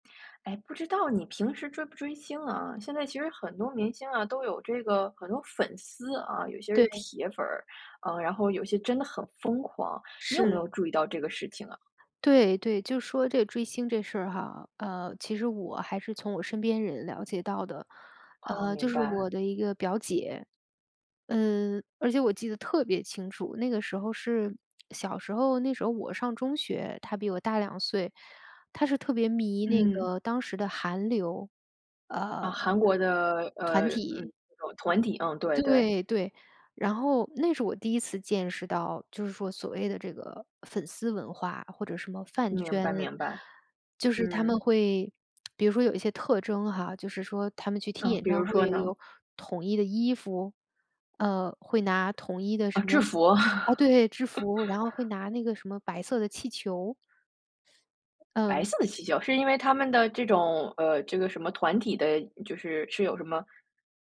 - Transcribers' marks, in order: lip smack; chuckle
- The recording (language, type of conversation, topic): Chinese, podcast, 你觉得粉丝文化有哪些利与弊？